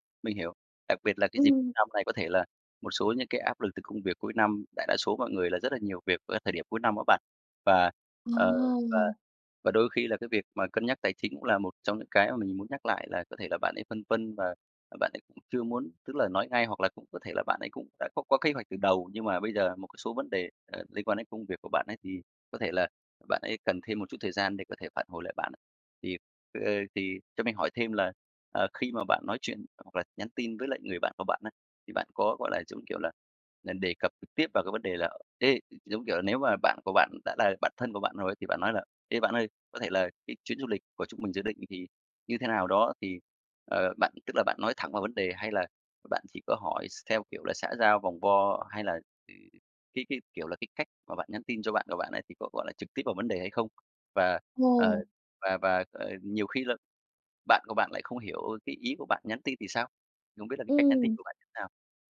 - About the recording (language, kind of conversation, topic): Vietnamese, advice, Làm thế nào để giao tiếp với bạn bè hiệu quả hơn, tránh hiểu lầm và giữ gìn tình bạn?
- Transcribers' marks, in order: other noise; tapping